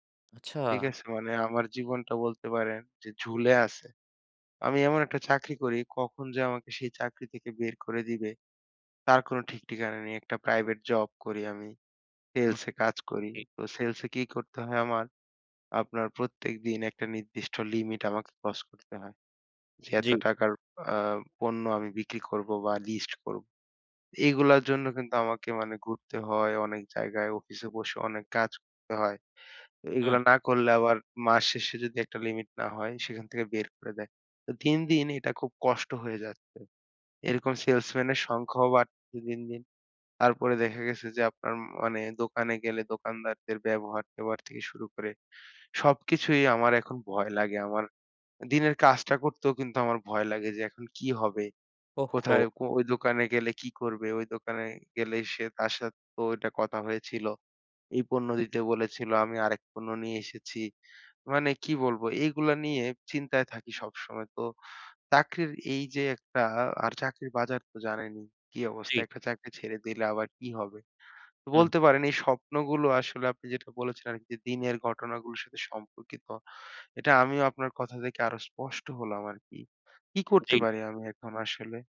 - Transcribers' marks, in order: none
- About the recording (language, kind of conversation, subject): Bengali, advice, বারবার ভীতিকর স্বপ্ন দেখে শান্তিতে ঘুমাতে না পারলে কী করা উচিত?